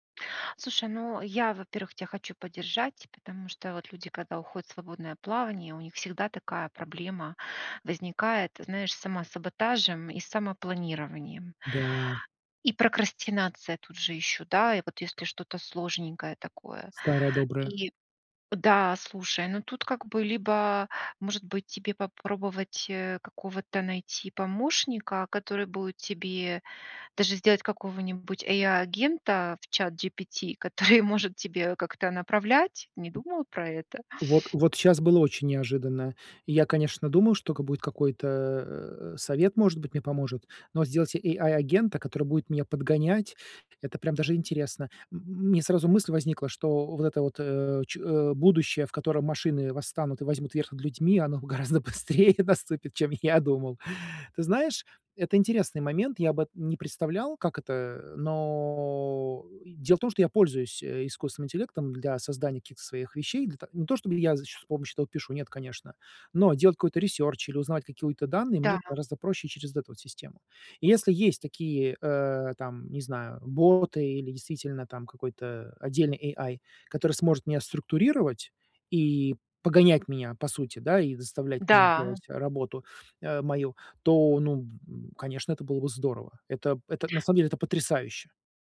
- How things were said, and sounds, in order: tapping; other background noise; laughing while speaking: "который"; laughing while speaking: "гораздо быстрее наступит, чем я"; drawn out: "но"; "какие-то" said as "какиую-то"; in English: "AI"; other noise
- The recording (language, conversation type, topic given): Russian, advice, Как мне лучше управлять временем и расставлять приоритеты?